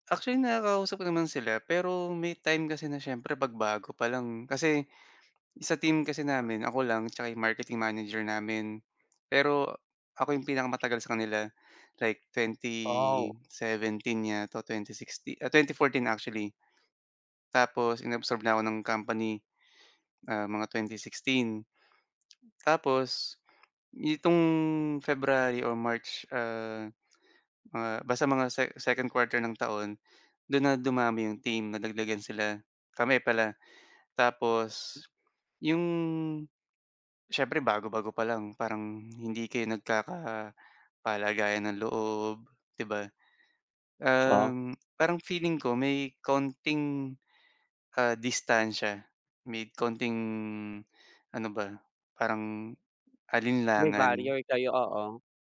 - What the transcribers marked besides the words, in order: tapping; other background noise
- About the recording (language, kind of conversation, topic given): Filipino, advice, Paano ko mapapahusay ang praktikal na kasanayan ko sa komunikasyon kapag lumipat ako sa bagong lugar?